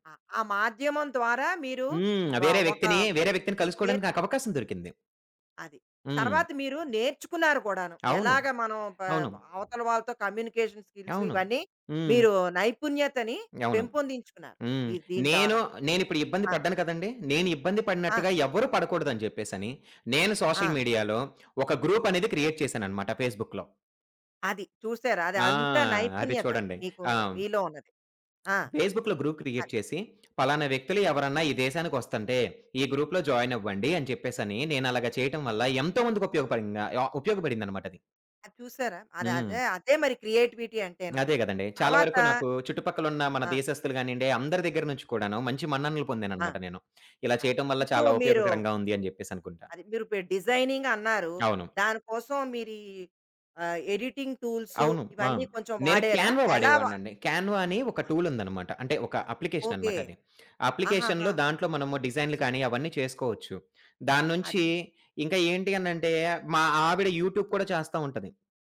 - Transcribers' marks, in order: other background noise; tapping; in English: "కమ్యూనికేషన్"; lip smack; in English: "సోషల్ మీడియా‌లో"; in English: "గ్రూప్"; in English: "క్రియేట్"; in English: "ఫేస్‌బుక్‌లో"; in English: "ఫేస్‌బుక్‌లో గ్రూప్ క్రియేట్"; in English: "గ్రూప్‌లో జాయిన్"; in English: "క్రియేటివిటీ"; in English: "డిజైనింగ్"; in English: "ఎడిటింగ్"; in English: "టూల్"; in English: "అప్లికేషన్"; in English: "అప్లికేషన్‌లో"; in English: "యూట్యూబ్"
- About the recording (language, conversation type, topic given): Telugu, podcast, సోషల్ మీడియా మీ క్రియేటివిటీని ఎలా మార్చింది?
- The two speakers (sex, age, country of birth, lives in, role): female, 55-59, India, India, host; male, 25-29, India, Finland, guest